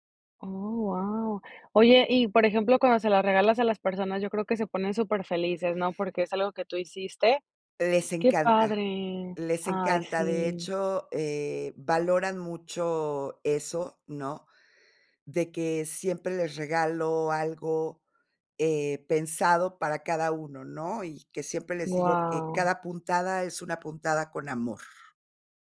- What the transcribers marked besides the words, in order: other background noise
- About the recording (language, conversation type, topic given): Spanish, podcast, ¿Cómo encuentras tiempo para crear entre tus obligaciones?